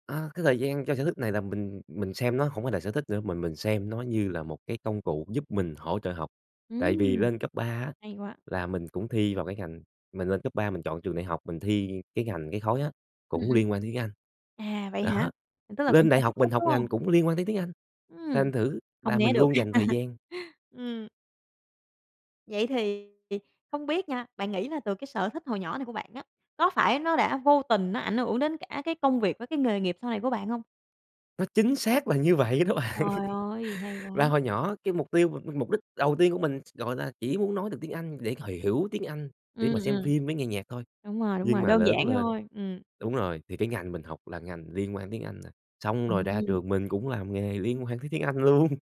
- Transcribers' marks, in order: tapping; other background noise; chuckle; laughing while speaking: "đó bạn"; laughing while speaking: "luôn"
- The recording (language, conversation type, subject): Vietnamese, podcast, Bạn nghĩ những sở thích hồi nhỏ đã ảnh hưởng đến con người bạn bây giờ như thế nào?